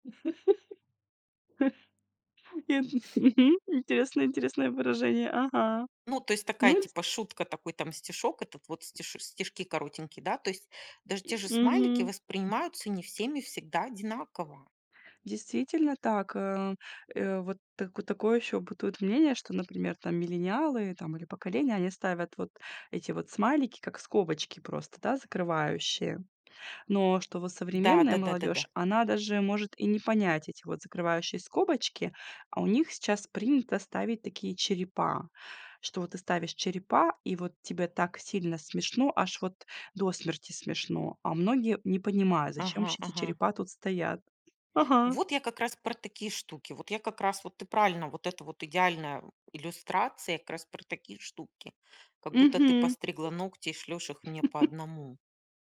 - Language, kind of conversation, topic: Russian, podcast, Что важно учитывать при общении в интернете и в мессенджерах?
- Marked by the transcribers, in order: laugh; other background noise; tapping; chuckle